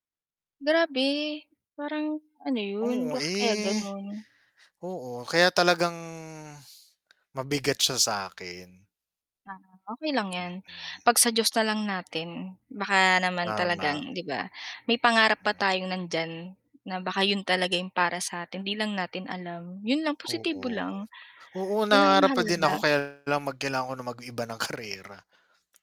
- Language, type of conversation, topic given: Filipino, unstructured, Ano ang pinakamahalagang pangarap mo sa buhay?
- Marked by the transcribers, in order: static; mechanical hum; drawn out: "talagang"; distorted speech